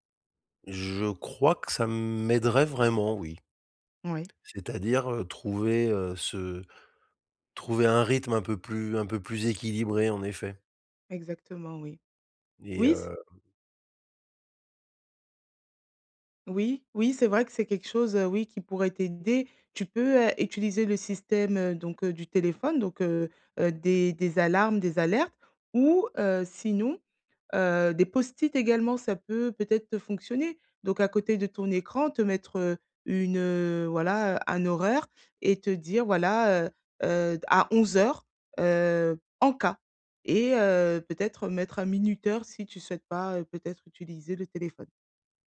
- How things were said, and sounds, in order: none
- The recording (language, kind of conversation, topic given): French, advice, Comment garder mon énergie et ma motivation tout au long de la journée ?